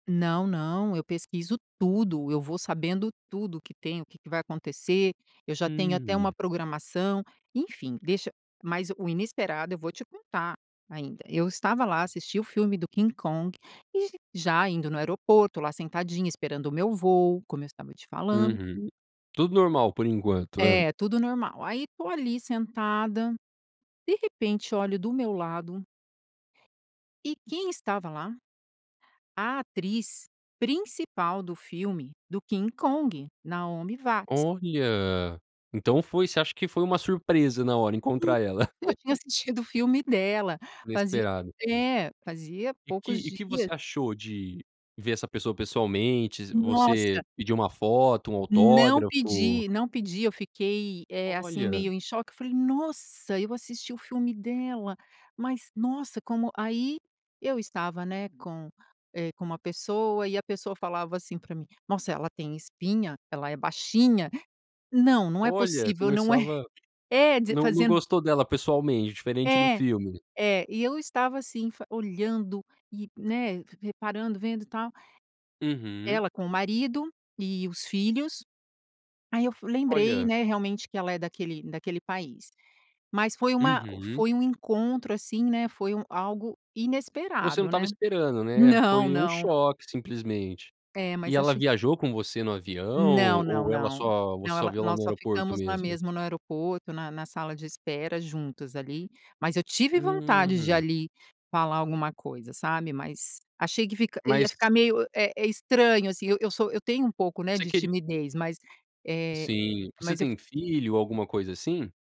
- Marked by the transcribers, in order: laugh; tapping
- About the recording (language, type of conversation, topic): Portuguese, podcast, Como foi o encontro inesperado que você teve durante uma viagem?